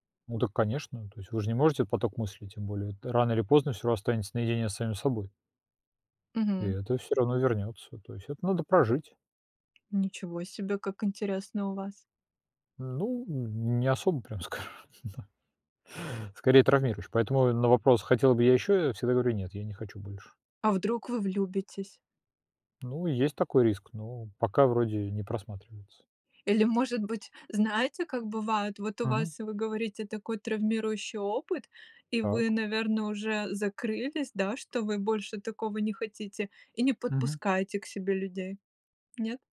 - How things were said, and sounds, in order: tapping; laughing while speaking: "скажу, да"; chuckle
- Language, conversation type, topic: Russian, unstructured, Как понять, что ты влюблён?